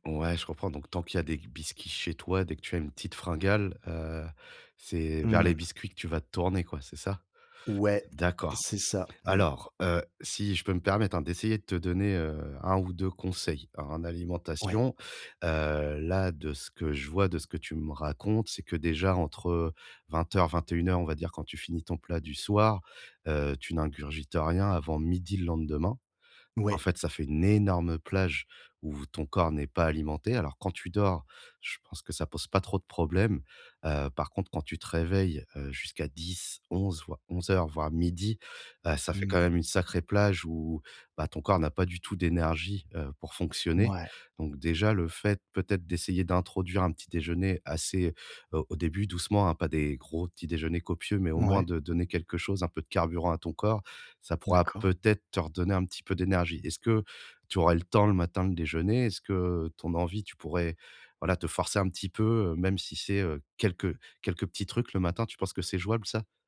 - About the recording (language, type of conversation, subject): French, advice, Comment équilibrer mon alimentation pour avoir plus d’énergie chaque jour ?
- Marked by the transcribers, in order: "biscuits" said as "biscits"; other background noise; stressed: "énorme"; stressed: "peut-être"